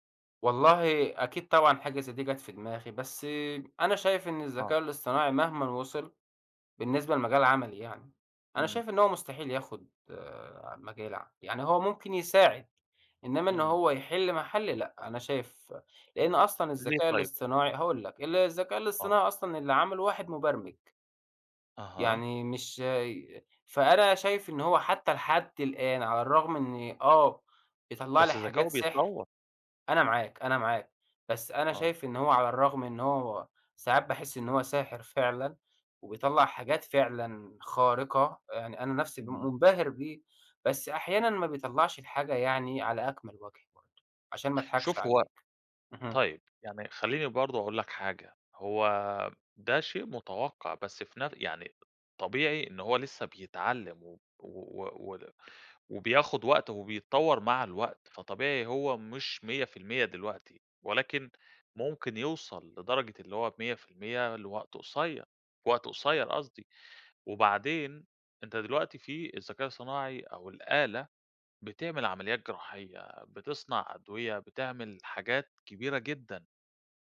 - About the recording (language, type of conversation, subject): Arabic, podcast, تفتكر الذكاء الاصطناعي هيفيدنا ولا هيعمل مشاكل؟
- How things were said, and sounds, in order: tapping